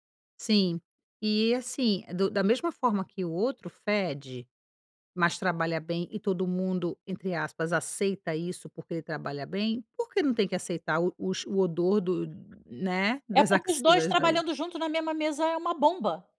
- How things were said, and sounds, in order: none
- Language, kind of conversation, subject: Portuguese, advice, Como dar um feedback difícil sem ofender?